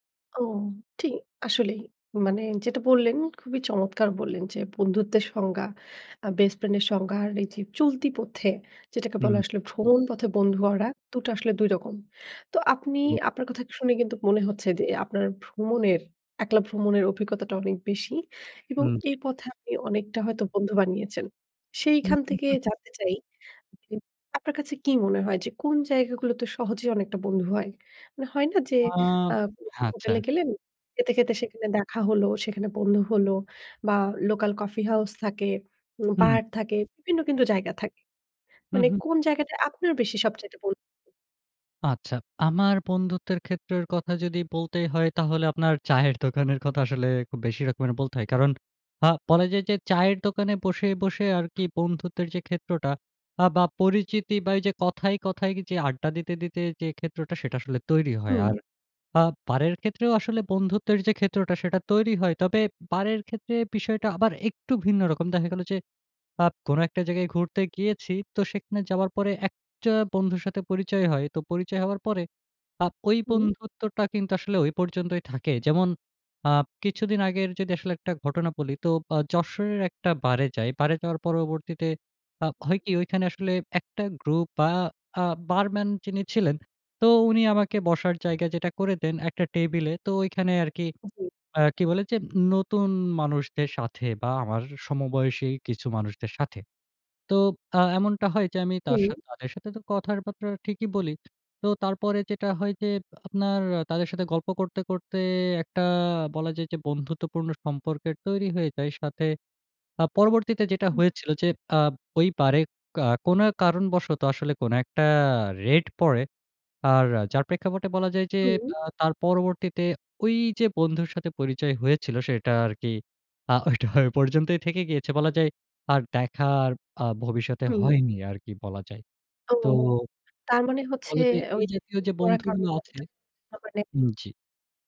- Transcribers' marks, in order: tapping; "গড়া" said as "ওরা"; laughing while speaking: "চায়ের দোকানের কথা আসলে"; chuckle; unintelligible speech
- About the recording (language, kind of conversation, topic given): Bengali, podcast, একলা ভ্রমণে সহজে বন্ধুত্ব গড়ার উপায় কী?